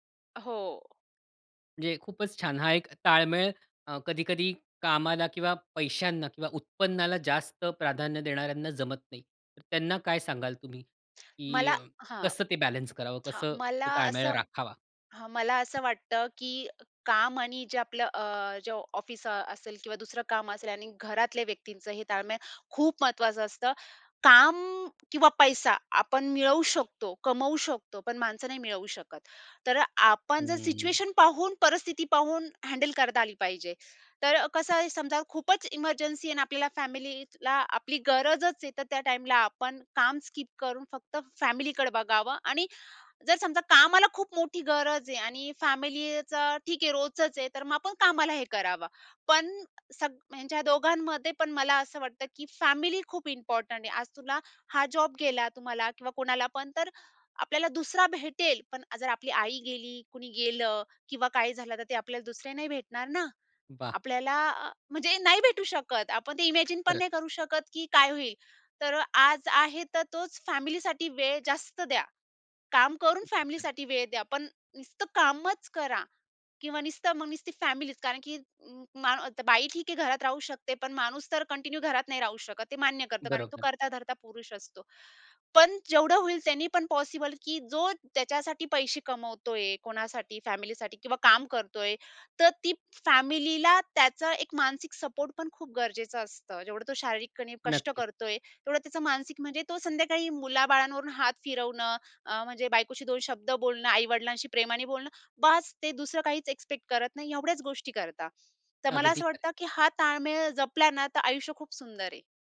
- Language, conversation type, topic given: Marathi, podcast, काम आणि घरातील ताळमेळ कसा राखता?
- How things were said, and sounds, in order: in English: "हँडल"; in English: "स्किप"; in English: "इम्पॉर्टंट"; in English: "इमॅजिन"; in English: "कंटिन्यू"; in English: "एक्स्पेक्ट"